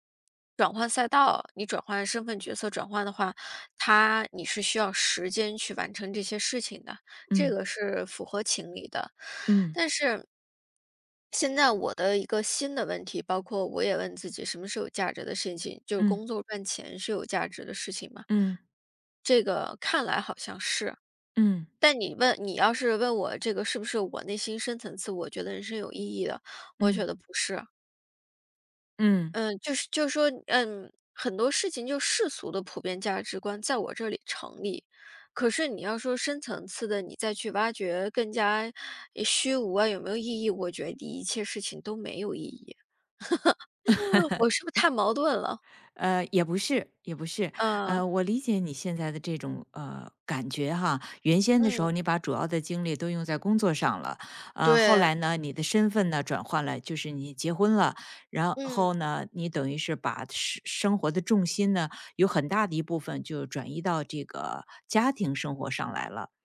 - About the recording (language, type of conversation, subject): Chinese, advice, 我怎样才能把更多时间投入到更有意义的事情上？
- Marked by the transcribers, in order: chuckle